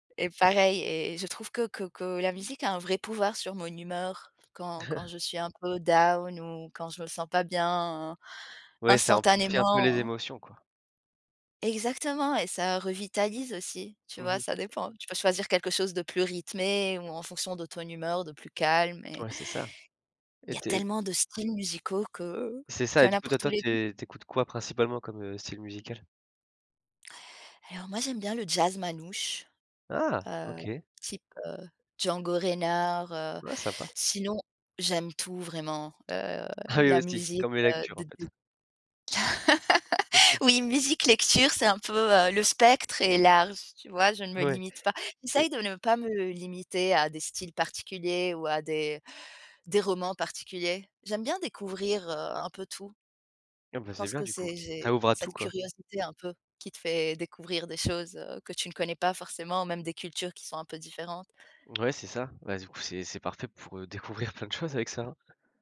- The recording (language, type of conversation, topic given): French, podcast, Comment tu rebondis après une mauvaise journée ?
- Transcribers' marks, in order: chuckle; in English: "down"; drawn out: "bien"; other background noise; laugh; chuckle